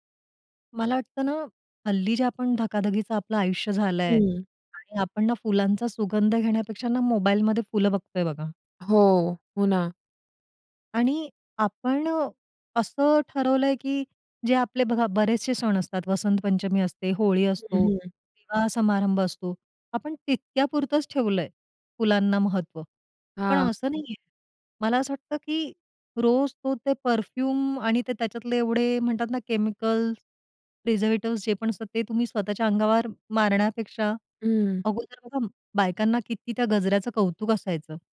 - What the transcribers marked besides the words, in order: in English: "परफ्यूम"; in English: "प्रिझर्वेटिव्स"
- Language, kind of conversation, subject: Marathi, podcast, वसंताचा सुवास आणि फुलं तुला कशी भावतात?